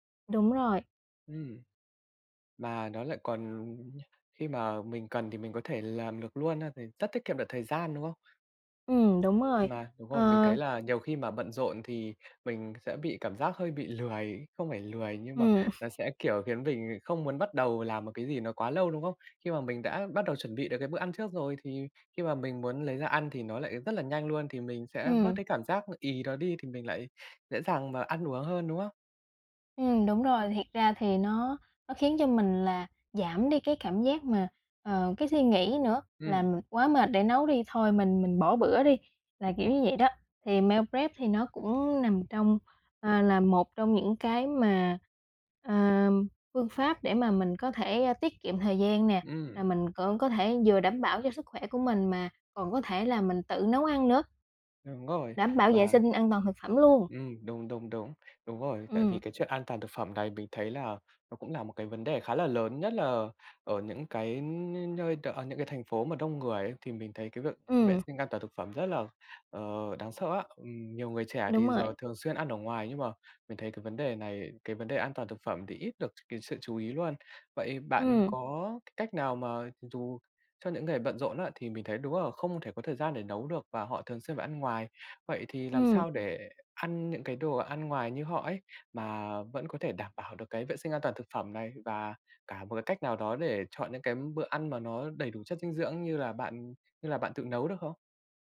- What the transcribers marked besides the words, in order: in English: "meo rép"; "meal prep" said as "meo rép"; tapping; other background noise
- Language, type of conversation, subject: Vietnamese, podcast, Làm sao để cân bằng chế độ ăn uống khi bạn bận rộn?